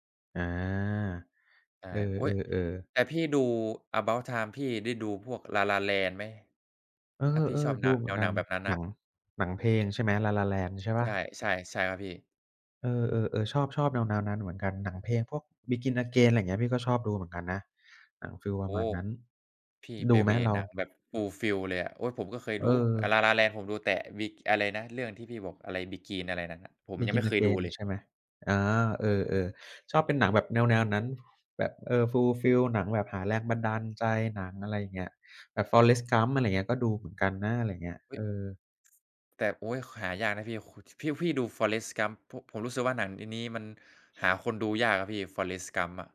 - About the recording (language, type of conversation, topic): Thai, unstructured, คุณชอบดูภาพยนตร์แนวไหนมากที่สุด?
- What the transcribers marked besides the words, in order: in English: "เวย์"; in English: "fulfill"; in English: "fulfill"; other noise